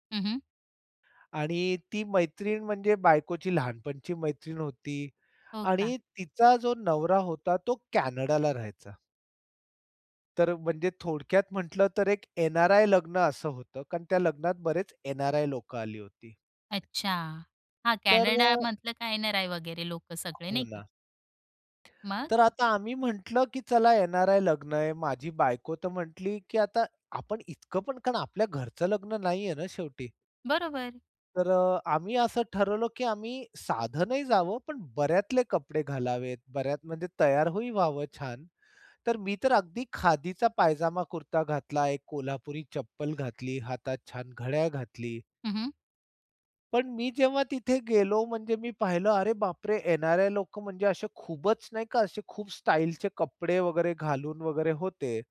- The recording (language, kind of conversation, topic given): Marathi, podcast, तू तुझ्या दैनंदिन शैलीतून स्वतःला कसा व्यक्त करतोस?
- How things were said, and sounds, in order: other background noise; surprised: "अरे बापरे!"